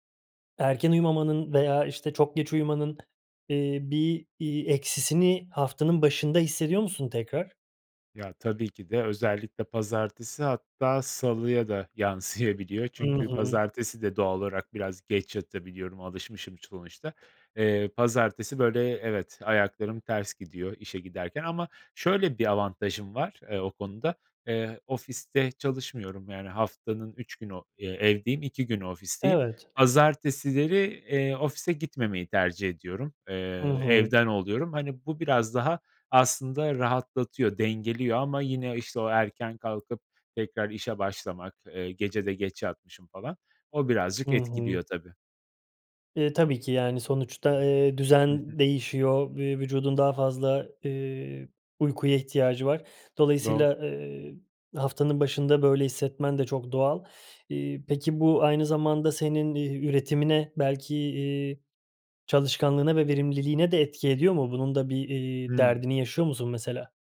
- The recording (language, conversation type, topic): Turkish, advice, Hafta içi erken yatıp hafta sonu geç yatmamın uyku düzenimi bozması normal mi?
- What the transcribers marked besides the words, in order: none